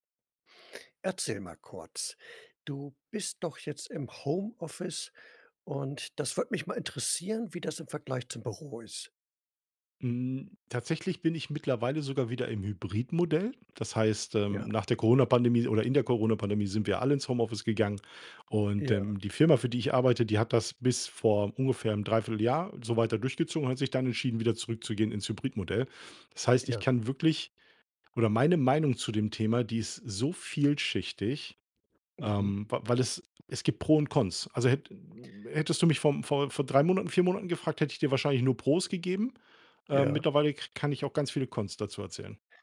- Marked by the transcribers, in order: none
- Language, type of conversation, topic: German, podcast, Wie stehst du zu Homeoffice im Vergleich zum Büro?